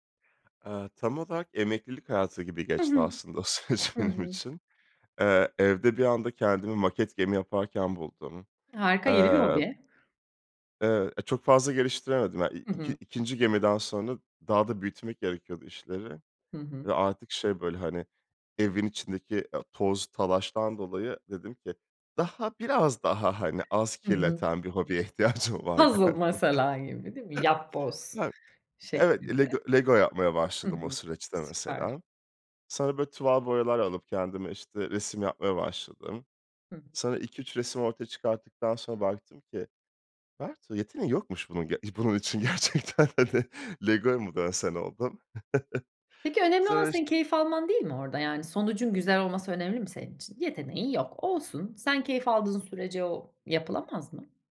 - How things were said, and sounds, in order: laughing while speaking: "o süreç benim için"; laughing while speaking: "galiba"; laughing while speaking: "gerçekten de"; chuckle
- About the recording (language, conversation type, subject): Turkish, podcast, Hobilerin seni hangi toplulukların parçası hâline getirdi?